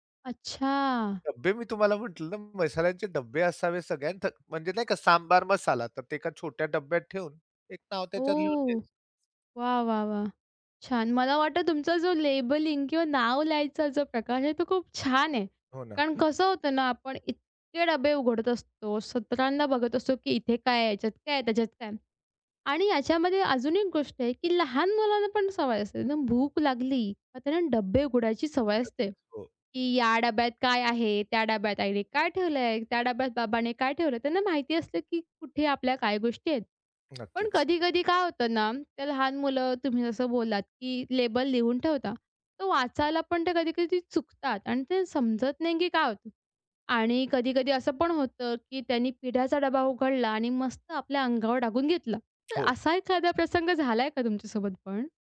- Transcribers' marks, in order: tapping; other background noise; in English: "लेबल"
- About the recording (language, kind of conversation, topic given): Marathi, podcast, अन्नसाठा आणि स्वयंपाकघरातील जागा गोंधळमुक्त कशी ठेवता?